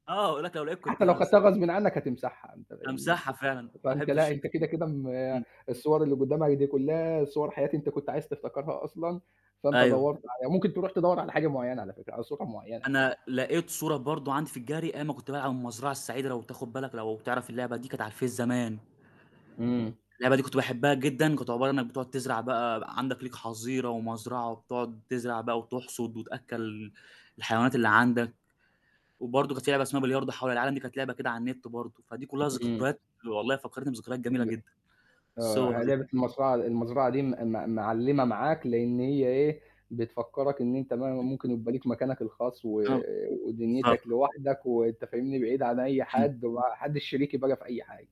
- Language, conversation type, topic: Arabic, unstructured, هل بتحتفظ بحاجات بتفكّرك بماضيك؟
- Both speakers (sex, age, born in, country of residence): male, 20-24, Egypt, Egypt; male, 25-29, Egypt, Egypt
- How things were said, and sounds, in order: static; unintelligible speech; other background noise; unintelligible speech; in English: "الGallery"; distorted speech; mechanical hum; tapping; unintelligible speech